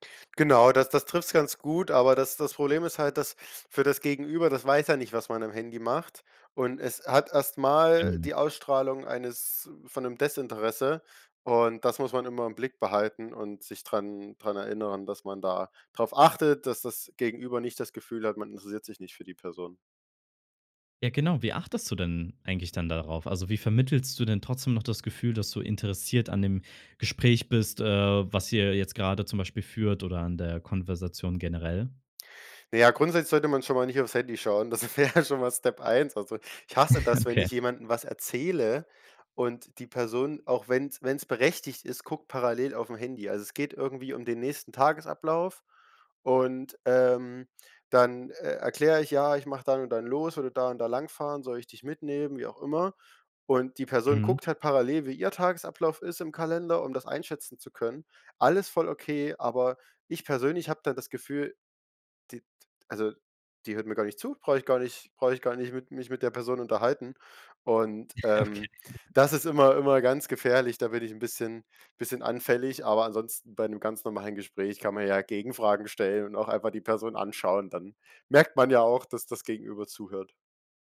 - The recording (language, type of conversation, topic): German, podcast, Wie ziehst du persönlich Grenzen bei der Smartphone-Nutzung?
- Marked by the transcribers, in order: unintelligible speech; laughing while speaking: "Das wäre schon mal"; chuckle; laughing while speaking: "Ja, okay"; chuckle